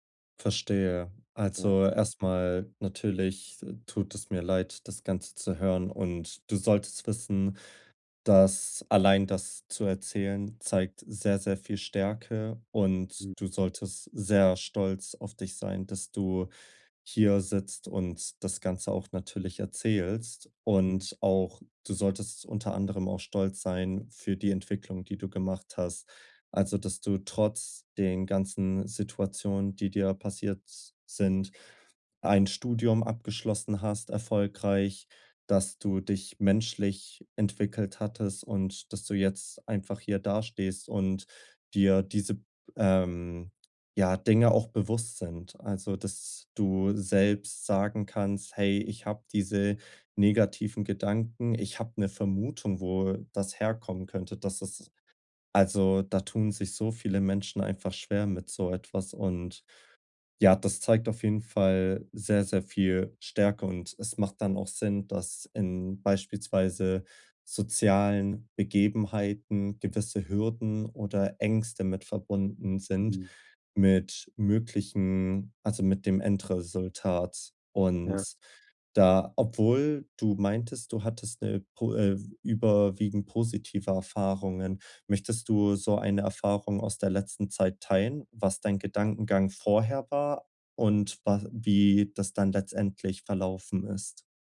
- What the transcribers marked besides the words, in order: none
- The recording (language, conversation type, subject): German, advice, Wie kann ich meine negativen Selbstgespräche erkennen und verändern?